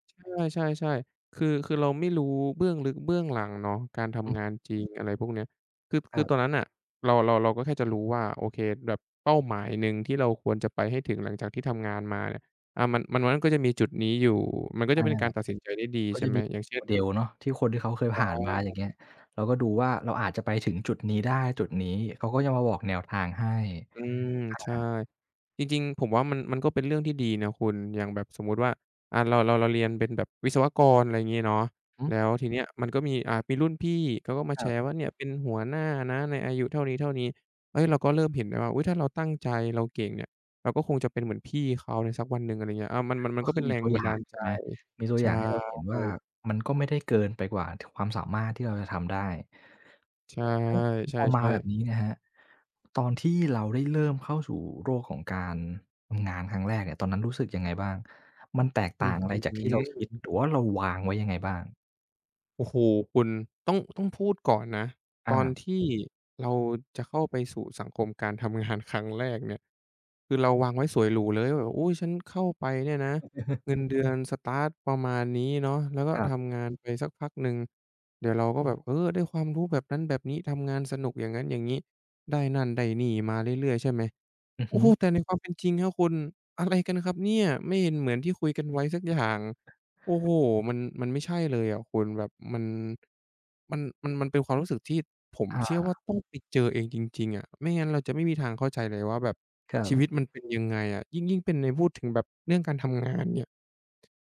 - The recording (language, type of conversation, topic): Thai, podcast, งานของคุณทำให้คุณรู้สึกว่าเป็นคนแบบไหน?
- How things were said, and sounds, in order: tapping; other noise; other background noise; chuckle